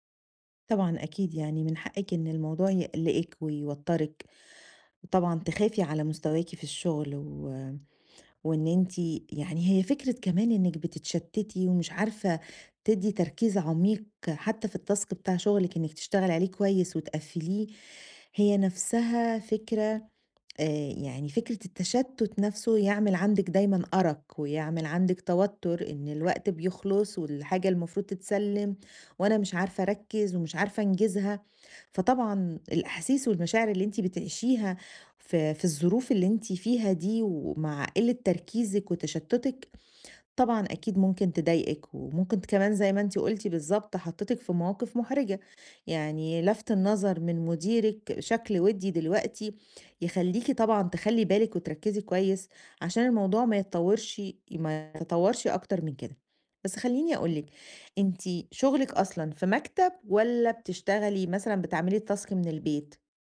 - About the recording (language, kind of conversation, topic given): Arabic, advice, إزاي أقلّل التشتت عشان أقدر أشتغل بتركيز عميق ومستمر على مهمة معقدة؟
- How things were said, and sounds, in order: in English: "الtask"; other background noise; other noise; in English: "الtask"